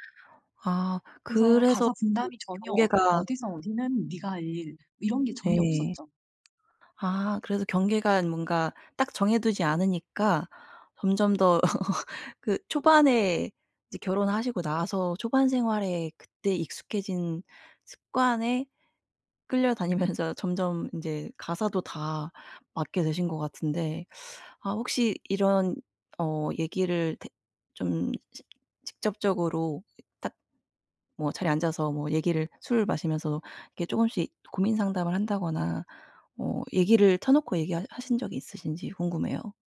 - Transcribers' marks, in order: other background noise; tapping; laugh; laughing while speaking: "끌려다니면서"
- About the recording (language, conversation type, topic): Korean, advice, 성 역할과 집안일 분담에 기대되는 기준이 불공평하다고 느끼시나요?